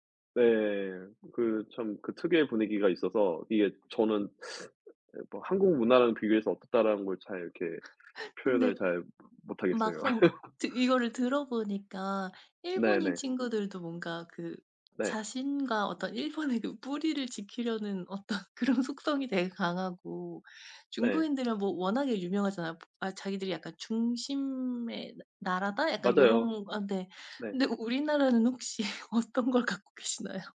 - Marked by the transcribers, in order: other background noise; laugh; laugh; tapping; laughing while speaking: "일본의"; laughing while speaking: "어떤 그런 속성이"; drawn out: "중심의"; laughing while speaking: "혹시 어떤 걸 갖고 계시나요?"
- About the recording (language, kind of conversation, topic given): Korean, unstructured, 문화 차이는 사람들 사이의 관계에 어떤 영향을 미칠까요?